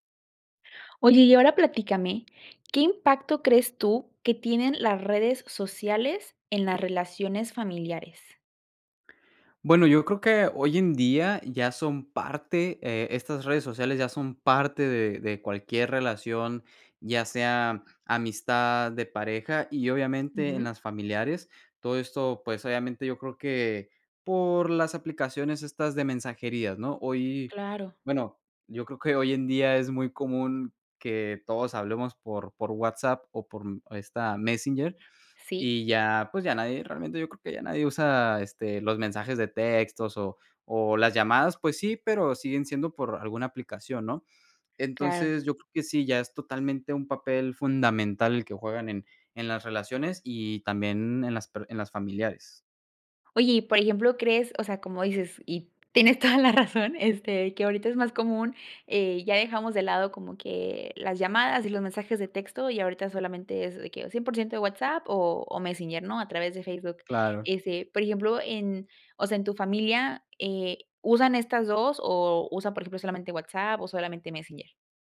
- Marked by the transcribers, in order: laughing while speaking: "tienes toda la razón"
- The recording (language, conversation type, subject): Spanish, podcast, ¿Qué impacto tienen las redes sociales en las relaciones familiares?